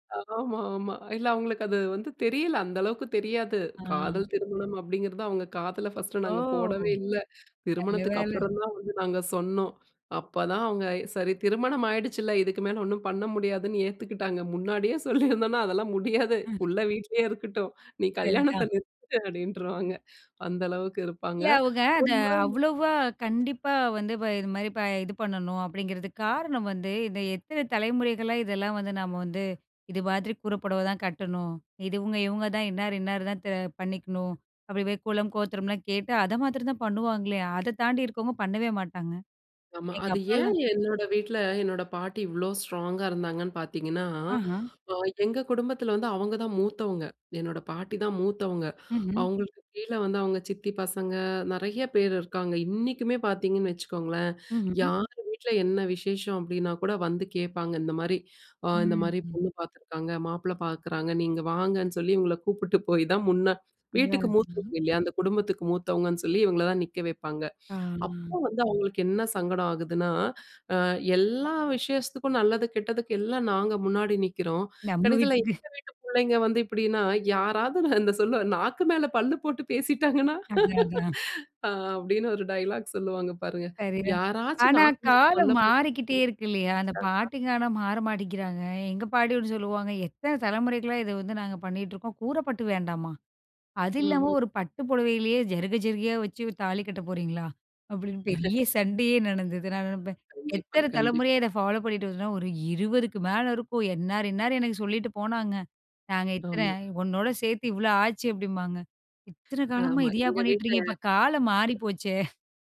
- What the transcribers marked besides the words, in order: laughing while speaking: "முன்னாடியே சொல்லியிருந்தோனா அதெல்லாம் முடியாது, புள்ள வீட்டிலேயே இருக்கட்டும் நீ கல்யாணத்தை நிறுத்திடு அப்டின்ருவாங்க"; other background noise; drawn out: "ஆ"; laughing while speaking: "நம்ம வீட்டுக்கு"; laughing while speaking: "யாராவது இந்த சொல்லுவ நாக்கு மேல பல்லு போட்டு பேசிட்டாங்கன்னா!"; laugh; in English: "டயலாக்"; unintelligible speech; laugh; tapping
- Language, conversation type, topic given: Tamil, podcast, குடும்ப மரபு உங்களை எந்த விதத்தில் உருவாக்கியுள்ளது என்று நீங்கள் நினைக்கிறீர்கள்?